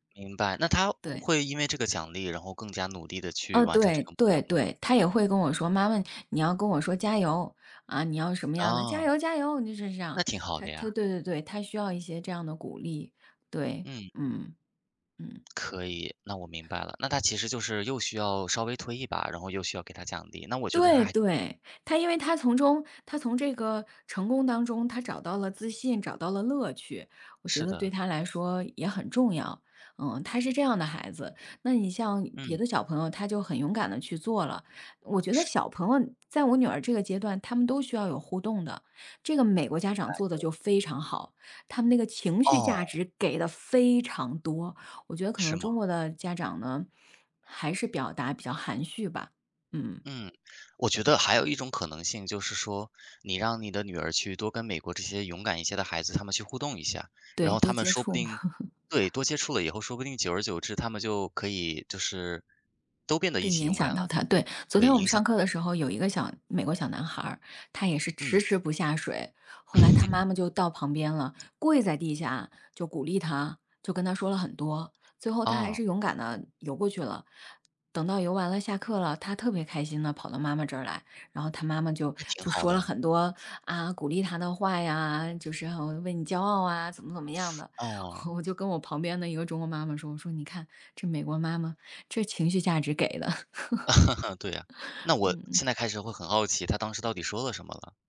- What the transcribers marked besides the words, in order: stressed: "非常"; chuckle; scoff; chuckle; chuckle
- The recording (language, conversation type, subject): Chinese, unstructured, 家长应该干涉孩子的学习吗？
- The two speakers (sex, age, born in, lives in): female, 40-44, China, United States; male, 18-19, China, United States